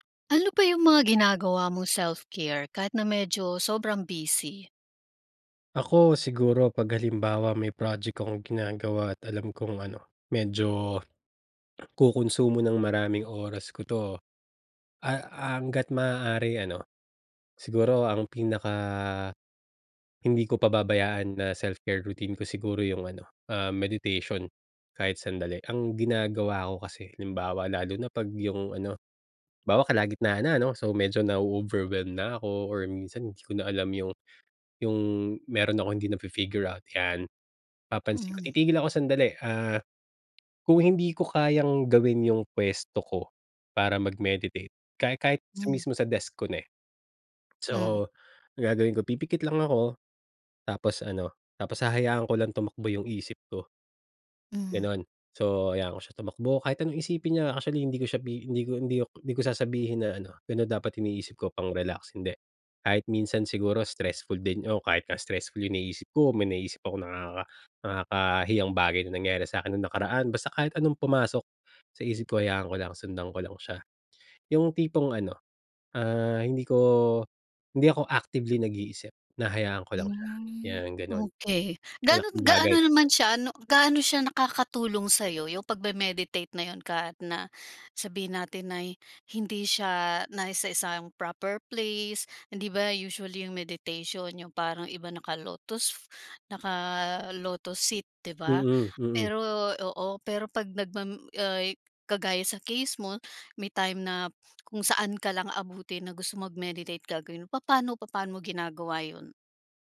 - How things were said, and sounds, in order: other background noise; in English: "self care routine"; in English: "meditation"; other noise; in English: "meditation"
- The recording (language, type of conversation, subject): Filipino, podcast, Ano ang ginagawa mong self-care kahit sobrang busy?